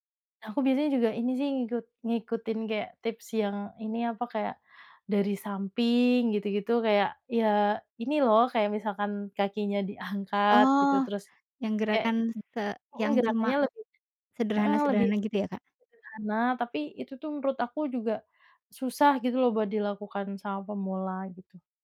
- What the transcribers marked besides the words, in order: other background noise
- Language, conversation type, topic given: Indonesian, podcast, Bagaimana kamu tetap termotivasi untuk rutin berolahraga?